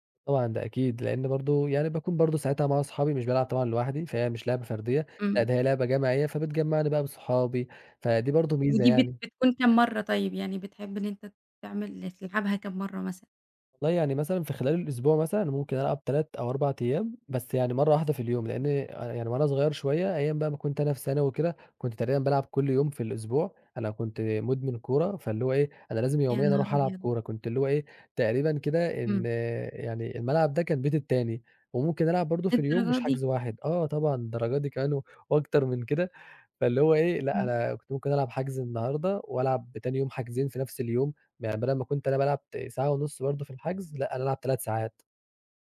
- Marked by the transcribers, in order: tapping
- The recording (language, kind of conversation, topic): Arabic, podcast, إيه أكتر هواية بتحب تمارسها وليه؟